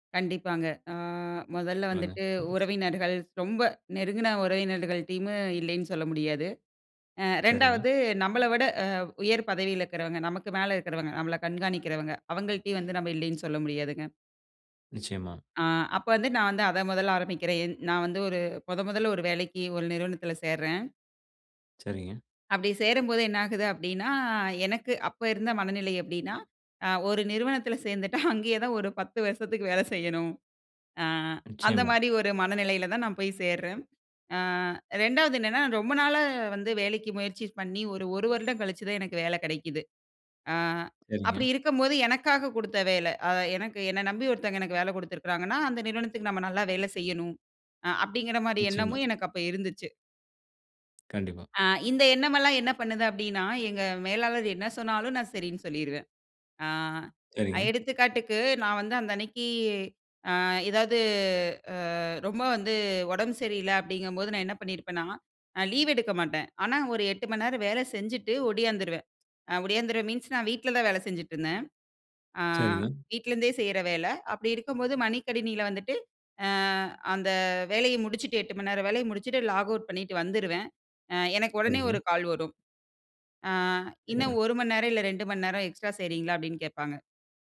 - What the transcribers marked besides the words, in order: drawn out: "அ"; unintelligible speech; chuckle; alarm; in English: "மீன்ஸ்"; "மடி" said as "மணி"; in English: "லாக்அவுட்"
- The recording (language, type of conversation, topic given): Tamil, podcast, ‘இல்லை’ சொல்ல சிரமமா? அதை எப்படி கற்றுக் கொண்டாய்?